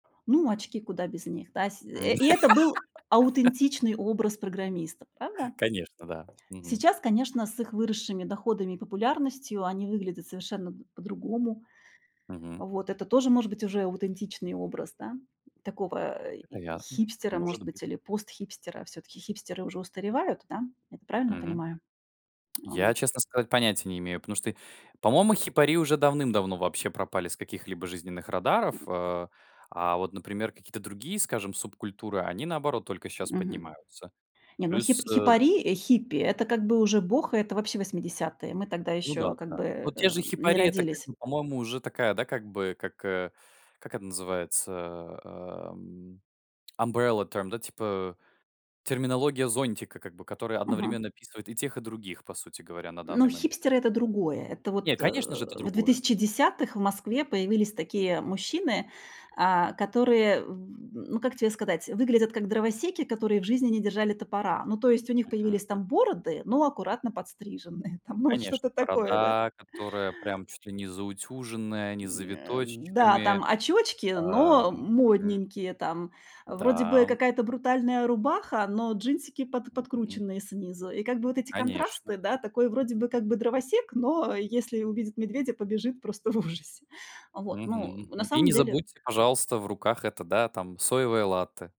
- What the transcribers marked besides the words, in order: laugh; other background noise; tapping; in English: "umbrella term"; laughing while speaking: "в ужасе"
- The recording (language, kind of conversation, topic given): Russian, podcast, Что бы вы посоветовали тем, кто хочет выглядеть аутентично?